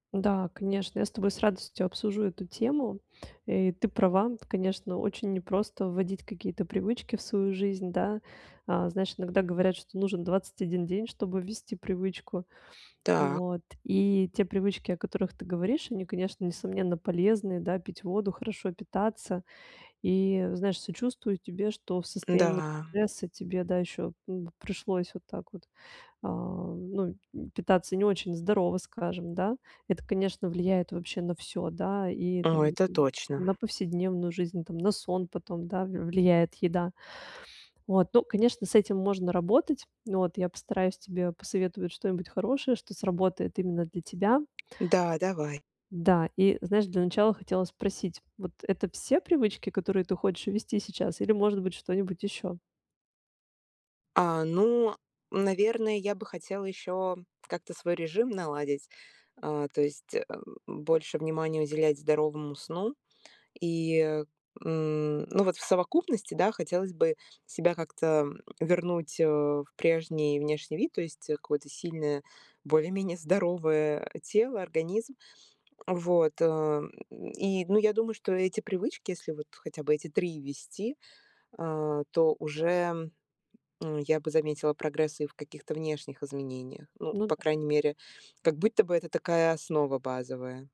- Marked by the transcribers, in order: other background noise; tapping; stressed: "все"; grunt; grunt
- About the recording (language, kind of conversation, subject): Russian, advice, Как маленькие ежедневные шаги помогают добиться устойчивых изменений?